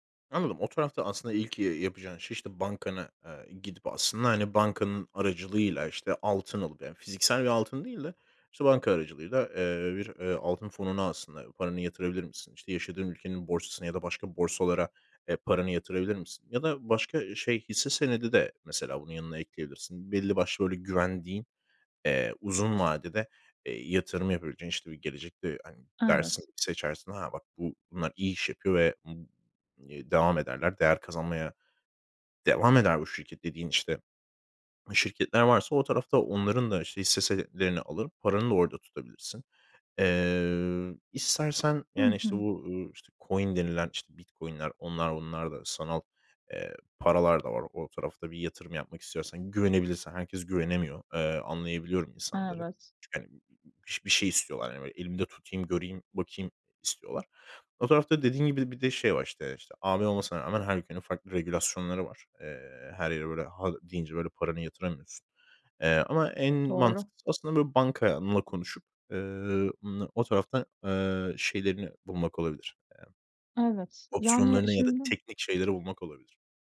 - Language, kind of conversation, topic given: Turkish, advice, Beklenmedik masraflara nasıl daha iyi hazırlanabilirim?
- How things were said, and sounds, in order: other background noise; in English: "coin"; tapping